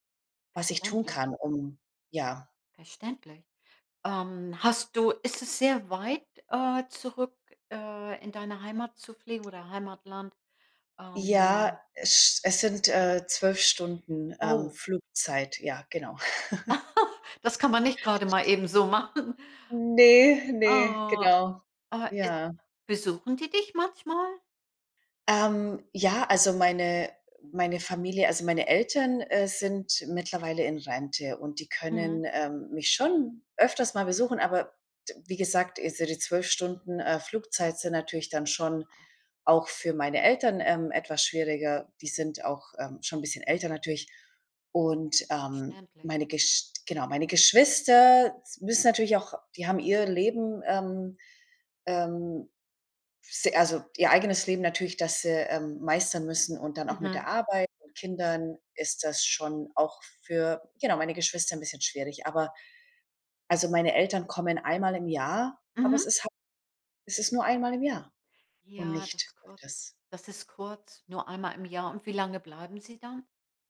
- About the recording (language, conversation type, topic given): German, advice, Wie gehst du nach dem Umzug mit Heimweh und Traurigkeit um?
- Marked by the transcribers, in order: surprised: "Oh"; laugh; laughing while speaking: "machen"; drawn out: "Ne"